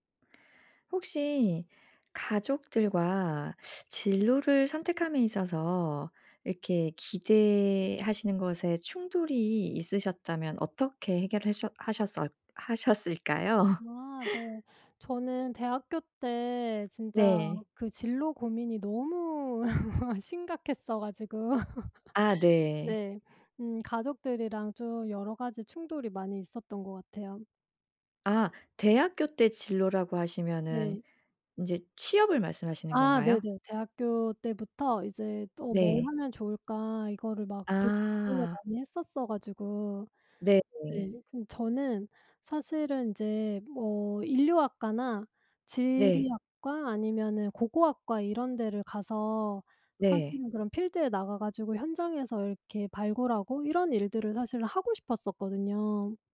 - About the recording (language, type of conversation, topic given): Korean, podcast, 가족의 기대와 내 진로 선택이 엇갈렸을 때, 어떻게 대화를 풀고 합의했나요?
- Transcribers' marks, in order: laughing while speaking: "하셨을까요?"; laugh; laugh; in English: "필드에"